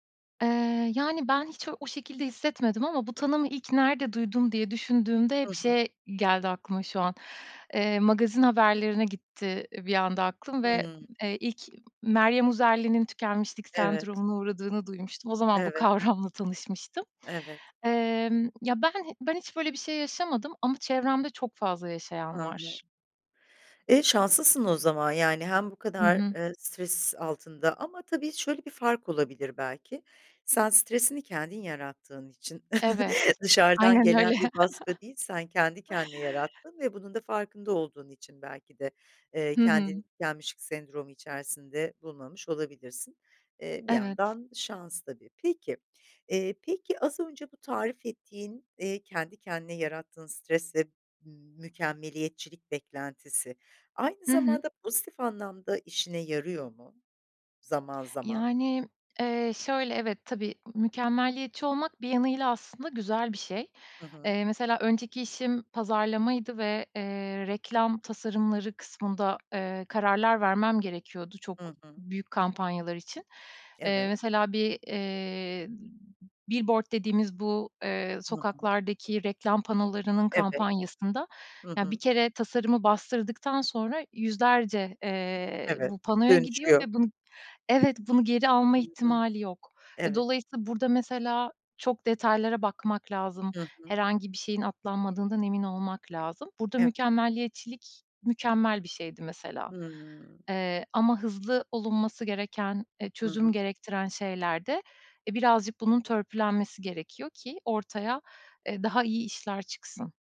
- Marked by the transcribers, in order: laughing while speaking: "kavramla"; chuckle; laughing while speaking: "Aynen öyle"; chuckle; tapping
- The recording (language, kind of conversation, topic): Turkish, podcast, Stres ve tükenmişlikle nasıl başa çıkıyorsun?